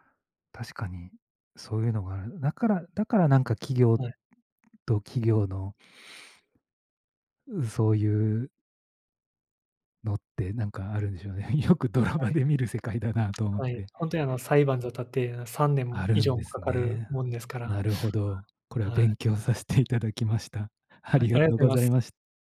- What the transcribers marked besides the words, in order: sniff; laughing while speaking: "よくドラマで見る世界だなと思って"; other background noise; laughing while speaking: "これは勉強させて頂きました。ありがとうございまし"; tapping
- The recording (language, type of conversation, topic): Japanese, unstructured, 政府の役割はどこまであるべきだと思いますか？